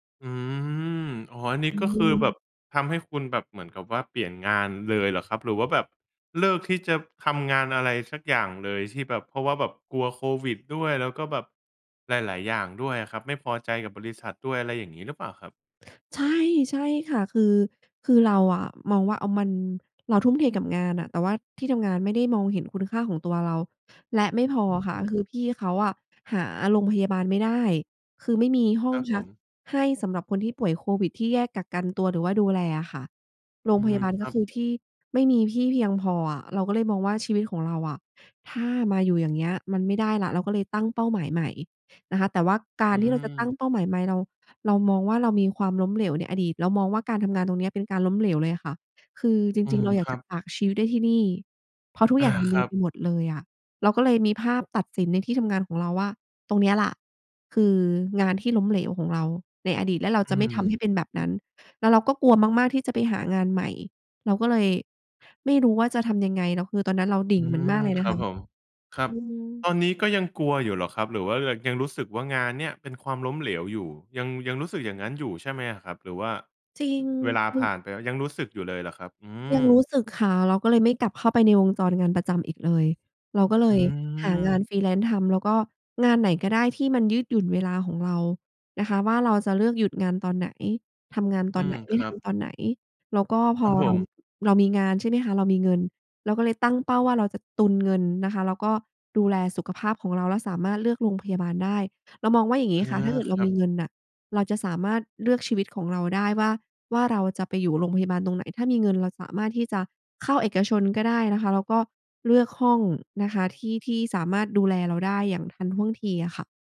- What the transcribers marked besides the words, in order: in English: "Freelance"
- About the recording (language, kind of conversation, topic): Thai, advice, ความล้มเหลวในอดีตทำให้คุณกลัวการตั้งเป้าหมายใหม่อย่างไร?